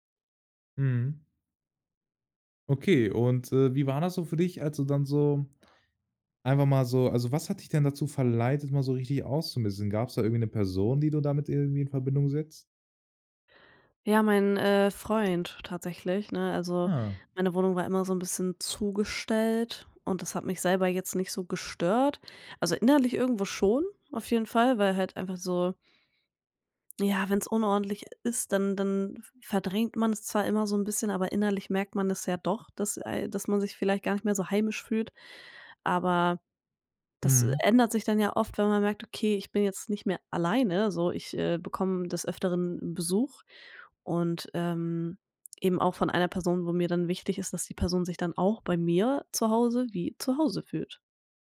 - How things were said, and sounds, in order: none
- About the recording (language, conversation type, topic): German, podcast, Wie gehst du beim Ausmisten eigentlich vor?